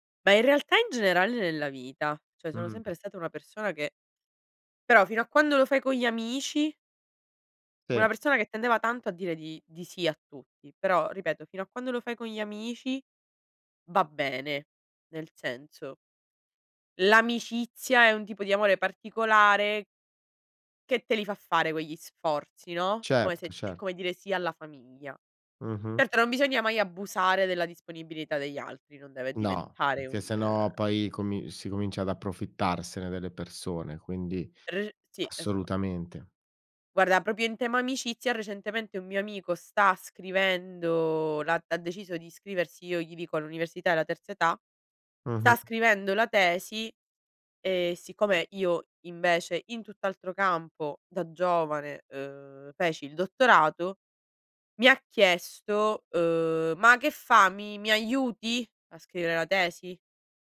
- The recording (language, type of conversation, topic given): Italian, podcast, In che modo impari a dire no senza sensi di colpa?
- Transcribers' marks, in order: "cioè" said as "ceh"; unintelligible speech; other background noise; "proprio" said as "propio"